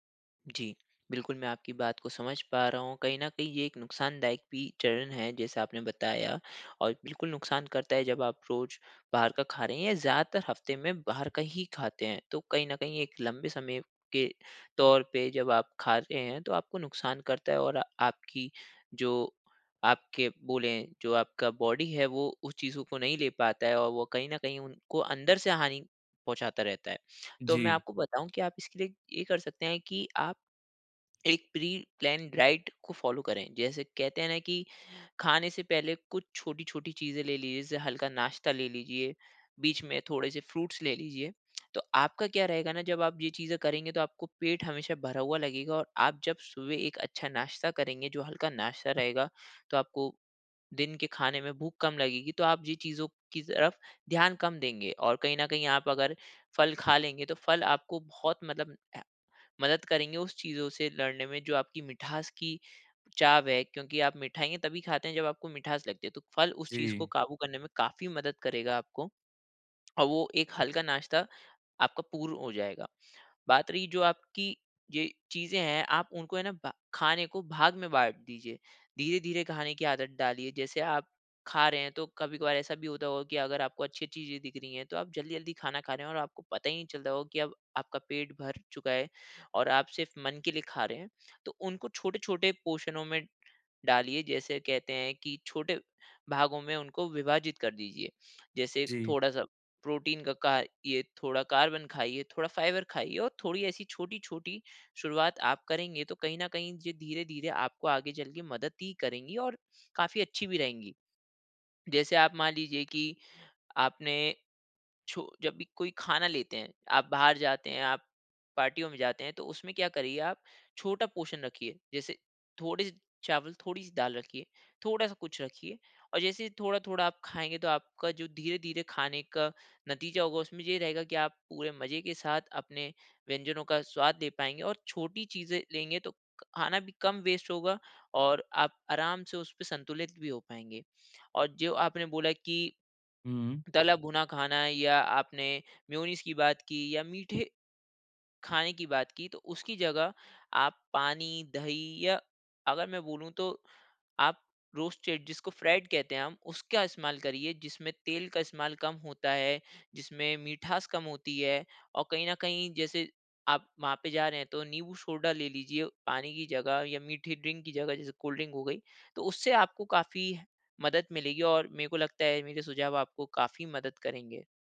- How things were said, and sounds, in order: in English: "बॉडी"; in English: "प्री-प्लान डाइट"; in English: "फॉलो"; in English: "फ्रूट्स"; in English: "पोर्शन"; in English: "वेस्ट"; in English: "रोस्टेड"; in English: "फ्राइड़"; in English: "ड्रिंक"
- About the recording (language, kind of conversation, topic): Hindi, advice, सामाजिक भोजन के दौरान मैं संतुलन कैसे बनाए रखूँ और स्वस्थ कैसे रहूँ?